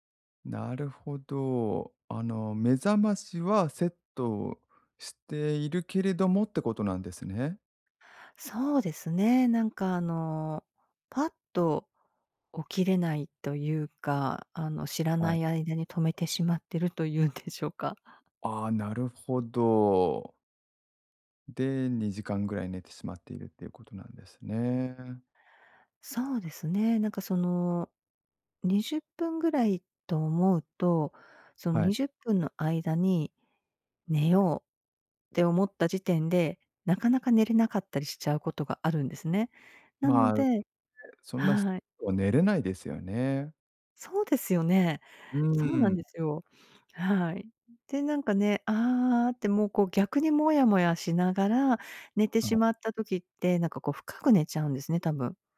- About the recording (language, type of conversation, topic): Japanese, advice, 短時間の昼寝で疲れを早く取るにはどうすればよいですか？
- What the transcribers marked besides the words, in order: laughing while speaking: "言うんでしょうか"